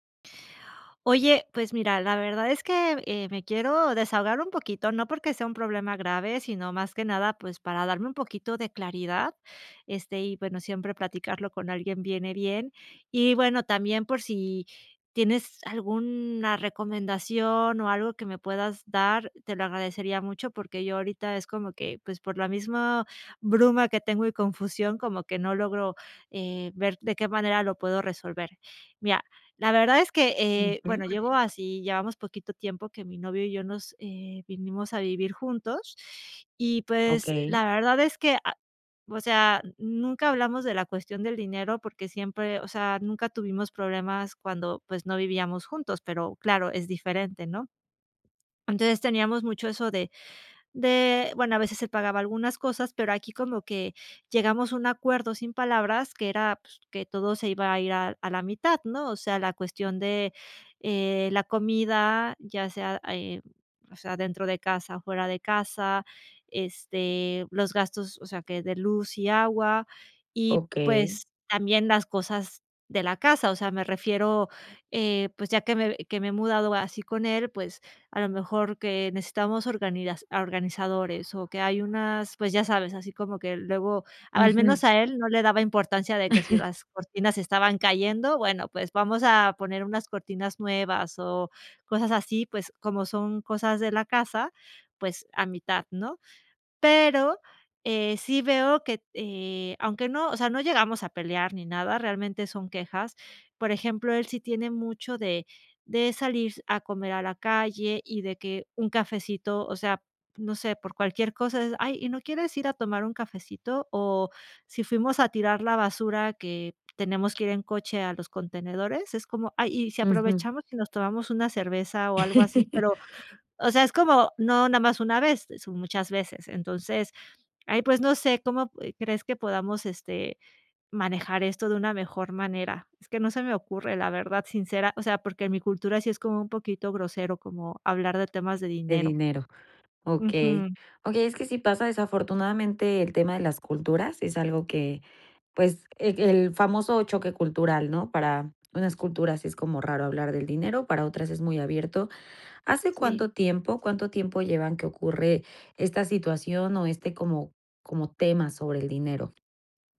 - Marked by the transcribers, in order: tapping; other noise; laugh; laugh; other background noise
- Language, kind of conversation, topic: Spanish, advice, ¿Cómo puedo hablar con mi pareja sobre nuestras diferencias en la forma de gastar dinero?